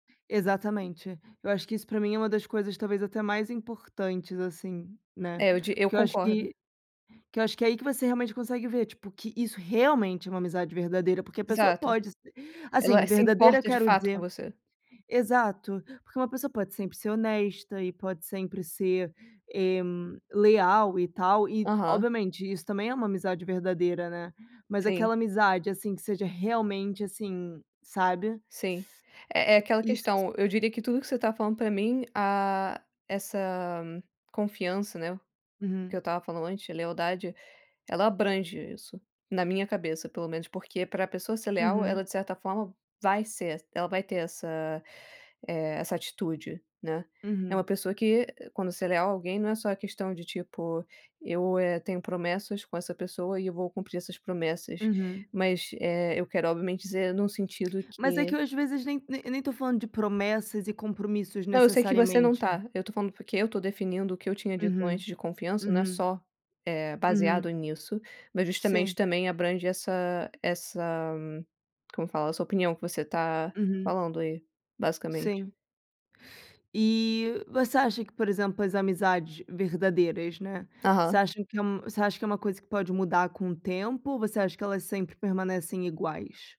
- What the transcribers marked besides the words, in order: stressed: "realmente"; tapping
- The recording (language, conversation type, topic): Portuguese, unstructured, Como você define uma amizade verdadeira?